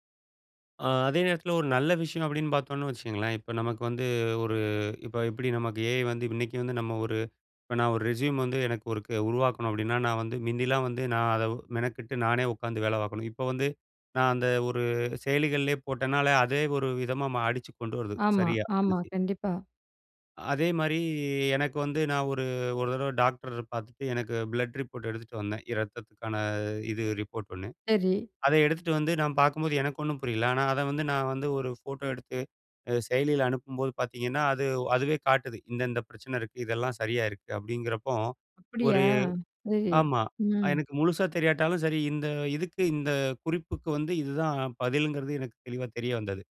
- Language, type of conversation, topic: Tamil, podcast, எதிர்காலத்தில் செயற்கை நுண்ணறிவு நம் வாழ்க்கையை எப்படிப் மாற்றும்?
- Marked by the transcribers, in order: in English: "ரெஸ்யூம்"; drawn out: "ஒரு"; in English: "ரெஸ்யூம்"; drawn out: "மாரி"; in English: "பிளட் ரிப்போர்ட்"